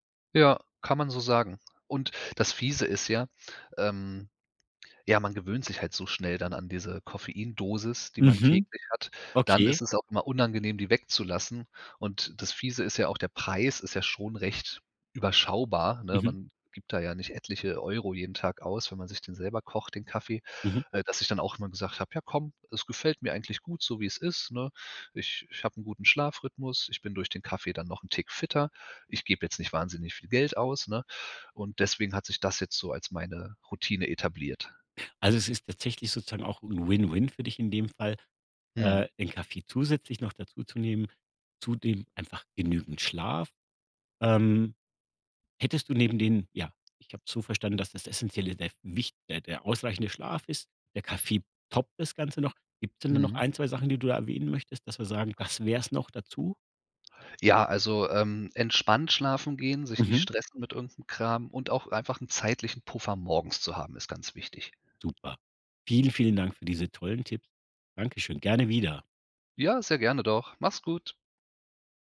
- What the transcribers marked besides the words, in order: none
- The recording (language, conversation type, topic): German, podcast, Was hilft dir, morgens wach und fit zu werden?
- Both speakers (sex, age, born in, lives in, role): male, 35-39, Germany, Germany, guest; male, 50-54, Germany, Germany, host